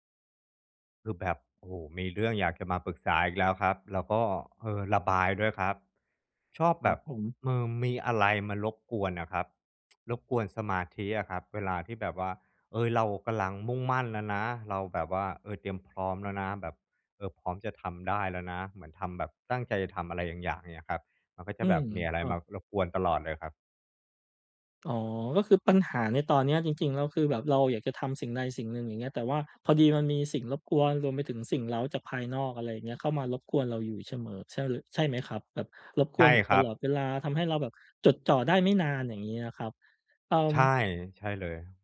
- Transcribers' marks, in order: tsk; "เสมอ" said as "เฉมอ"
- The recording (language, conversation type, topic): Thai, advice, ฉันจะจัดกลุ่มงานที่คล้ายกันเพื่อช่วยลดการสลับบริบทและสิ่งรบกวนสมาธิได้อย่างไร?